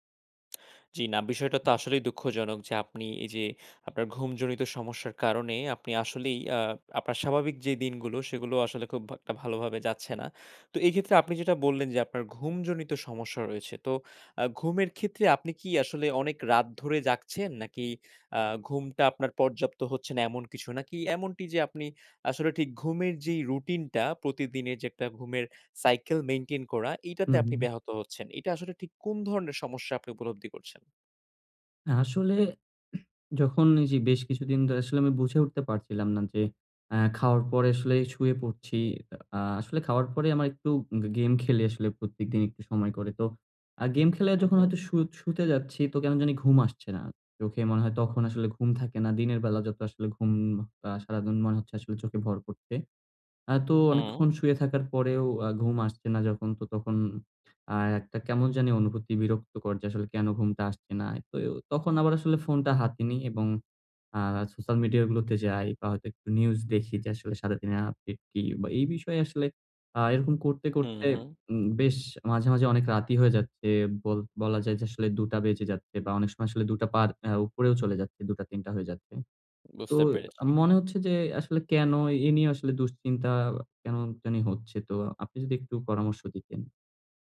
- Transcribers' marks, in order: tapping; other background noise
- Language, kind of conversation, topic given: Bengali, advice, কীভাবে আমি দীর্ঘ সময় মনোযোগ ধরে রেখে কর্মশক্তি বজায় রাখতে পারি?